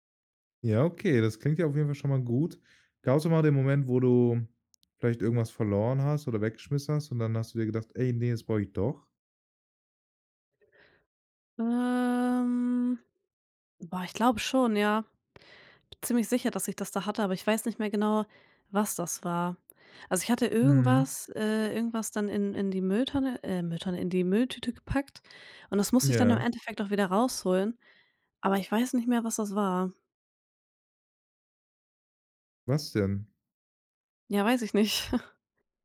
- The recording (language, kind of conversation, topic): German, podcast, Wie gehst du beim Ausmisten eigentlich vor?
- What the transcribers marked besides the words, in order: drawn out: "Ähm"; laughing while speaking: "ich nicht"; giggle